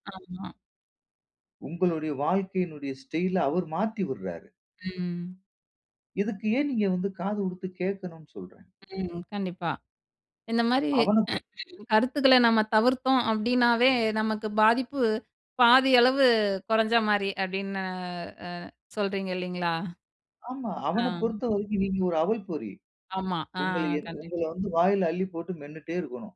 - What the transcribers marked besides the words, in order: throat clearing; other background noise
- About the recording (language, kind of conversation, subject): Tamil, podcast, பொதுமக்களின் கருத்துப்பிரதிபலிப்பு உங்களுக்கு எந்த அளவிற்கு பாதிப்பை ஏற்படுத்துகிறது?